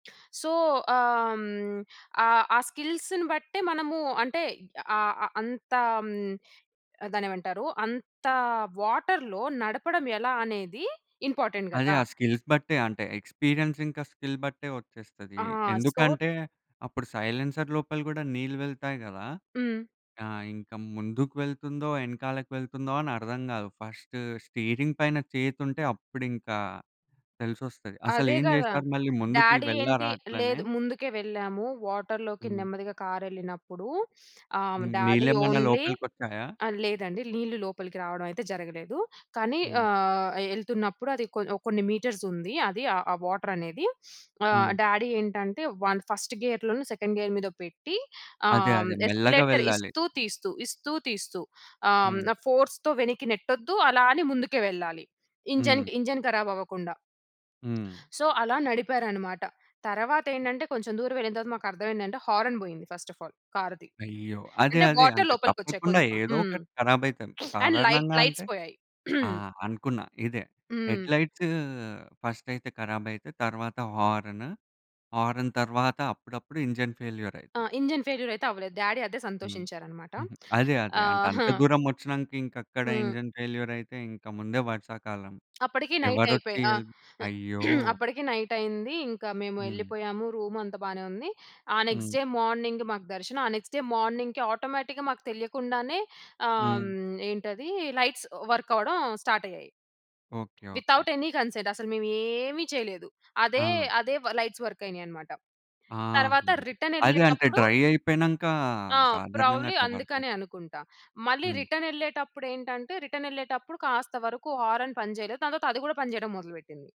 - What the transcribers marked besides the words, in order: in English: "సో"; in English: "స్కిల్స్‌ని"; in English: "వాటర్‌లో"; in English: "ఇంపార్టెంట్"; in English: "స్కిల్స్"; in English: "ఎక్స్పీరియన్స్"; in English: "స్కిల్"; in English: "సో"; in English: "సైలెన్సర్"; in English: "ఫస్ట్ స్టీరింగ్"; in English: "డాడి"; in English: "వాటర్‌లోకి"; sniff; in English: "డాడీ ఓన్లీ"; in English: "మీటర్స్"; sniff; in English: "డాడీ"; in English: "వన్ ఫస్ట్ గెయర్‌లో‌నో సెకండ్ గెయర్"; in English: "ఎస్కలేటర్"; in English: "ఫోర్స్‌తో"; in English: "ఇంజన్, ఇంజన్"; other background noise; in English: "సో"; in English: "హార్న్"; in English: "ఫస్ట్ ఆఫ్ ఆల్"; in English: "వాటర్"; sniff; in English: "అండ్ లైట్ లైట్స్"; throat clearing; in English: "హెడ్‌లైట్స్"; in English: "హారన్. హారన్"; in English: "ఇంజన్"; in English: "ఇంజన్ ఫెయిల్యూర్"; in English: "డాడీ"; in English: "ఇంజన్"; in English: "నైట్"; in English: "హెల్ప్"; throat clearing; in English: "నైట్"; in English: "నెక్స్ట్ డే మార్నింగ్"; in English: "నెక్స్ట్ డే మార్నింగ్‌కి ఆటోమేటిక్‌గా"; in English: "లైట్స్ వర్క్"; in English: "స్టార్ట్"; in English: "వితౌట్ ఎనీ కన్సెంట్"; in English: "లైట్స్ వర్క్"; in English: "రిటర్న్"; in English: "డ్రై"; in English: "ప్రాబబ్లీ"; in English: "రిటర్న్"; in English: "రిటర్న్"; in English: "హారన్"
- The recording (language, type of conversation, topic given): Telugu, podcast, ప్రయాణంలో వాన లేదా తుపాను కారణంగా మీరు ఎప్పుడైనా చిక్కుకుపోయారా? అది ఎలా జరిగింది?